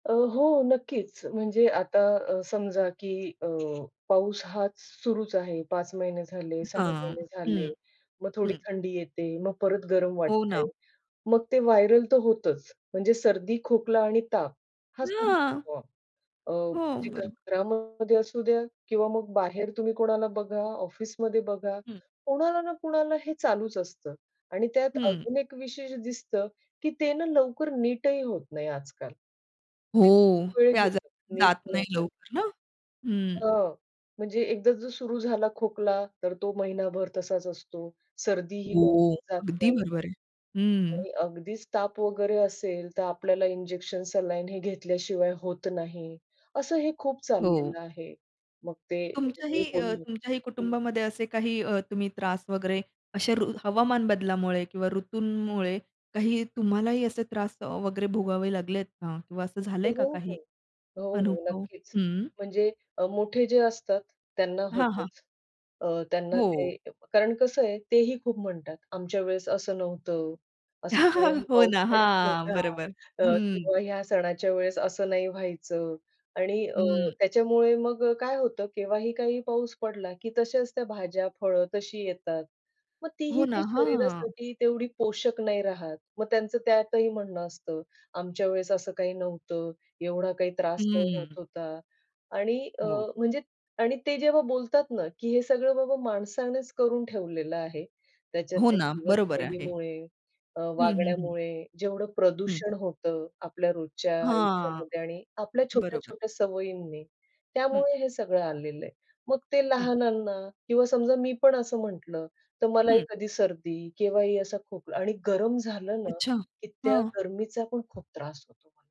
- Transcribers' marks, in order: other background noise; in English: "व्हायरल"; other noise; drawn out: "हां"; unintelligible speech; chuckle; tapping
- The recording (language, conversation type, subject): Marathi, podcast, हवामान बदलामुळे ऋतूंच्या स्वरूपात काय बदल होतील असे तुम्हाला वाटते?